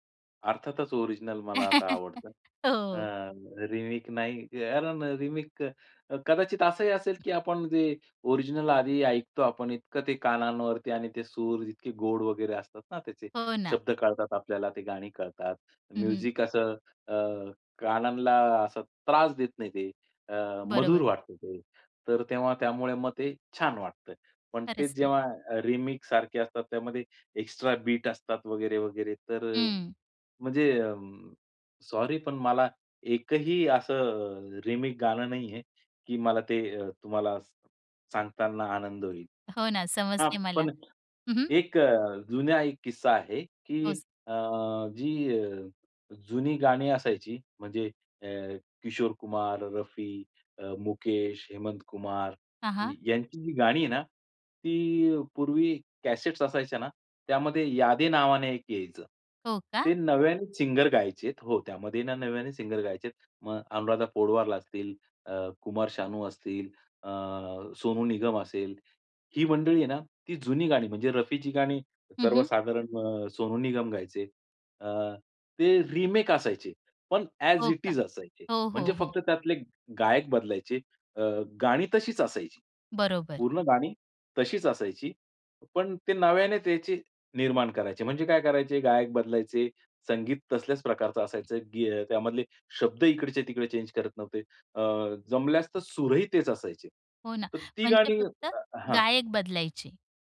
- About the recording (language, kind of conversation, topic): Marathi, podcast, रीमिक्स आणि रिमेकबद्दल तुमचं काय मत आहे?
- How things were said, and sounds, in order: in English: "ओरिजिनल"; chuckle; in English: "रिमेक"; in English: "रिमेक"; other background noise; in English: "ओरिजिनल"; in English: "म्युझिक"; in English: "रिमेकसारखे"; in English: "एक्स्ट्रा बीट"; in English: "सॉरी"; in English: "रिमेक"; in Hindi: "किस्सा"; in English: "सिंगर"; in English: "सिंगर"; in English: "रिमेक"; in English: "ॲज इट इज"; in English: "चेंज"; unintelligible speech